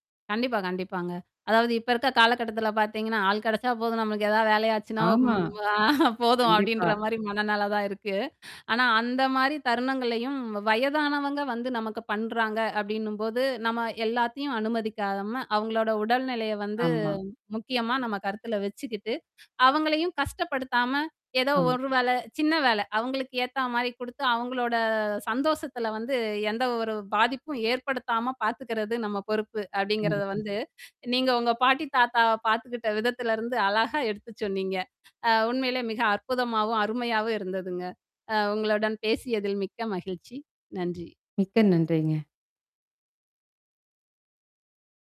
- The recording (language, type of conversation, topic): Tamil, podcast, பாட்டி தாத்தா வீட்டுக்கு வந்து வீட்டுப்பணி அல்லது குழந்தைப் பராமரிப்பில் உதவச் சொன்னால், அதை நீங்கள் எப்படி ஏற்றுக்கொள்வீர்கள்?
- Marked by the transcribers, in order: tapping; chuckle; distorted speech